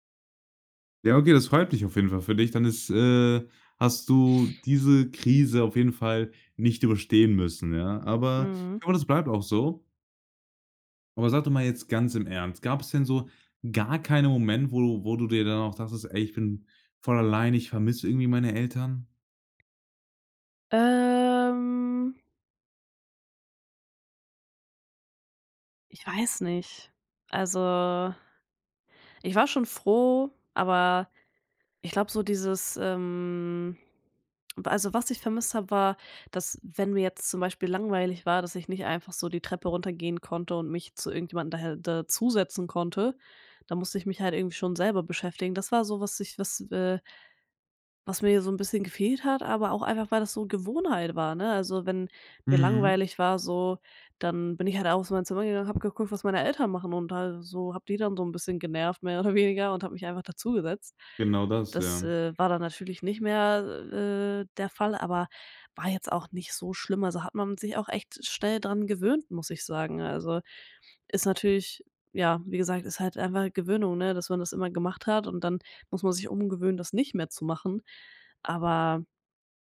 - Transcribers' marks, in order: sniff; drawn out: "Ähm"; drawn out: "ähm"; tsk; tapping
- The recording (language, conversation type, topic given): German, podcast, Wann hast du zum ersten Mal alleine gewohnt und wie war das?